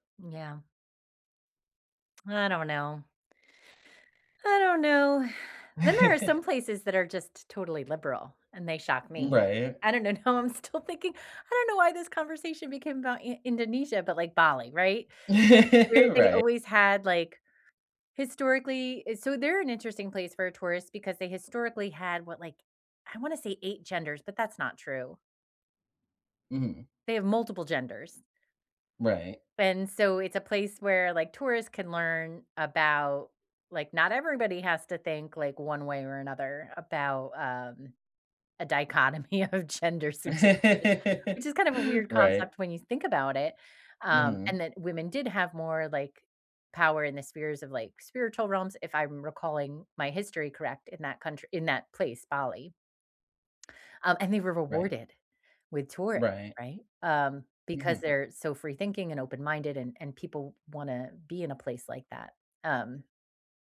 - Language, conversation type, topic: English, unstructured, Should locals have the final say over what tourists can and cannot do?
- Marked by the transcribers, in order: exhale; chuckle; laughing while speaking: "Now I'm still thinking"; laugh; laughing while speaking: "a dichotomy of genders, which is"; other background noise; laugh